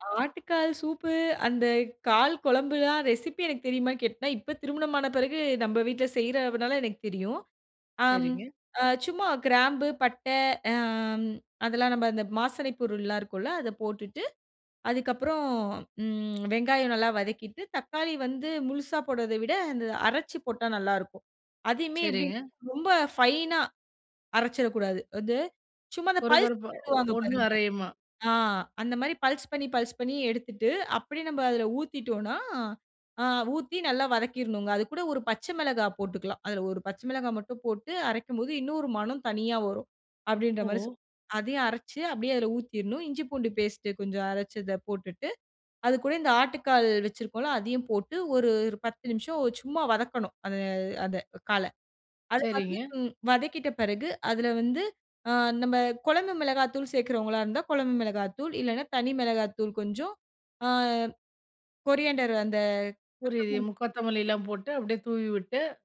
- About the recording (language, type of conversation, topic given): Tamil, podcast, சிறுவயதில் உங்களுக்கு மிகவும் பிடித்த உணவு எது?
- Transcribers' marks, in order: in English: "ஃபைனா"; in English: "பல்ஸ்"; in English: "பல்ஸ்"; in English: "பல்ஸ்"; in English: "கொரியாண்டர்"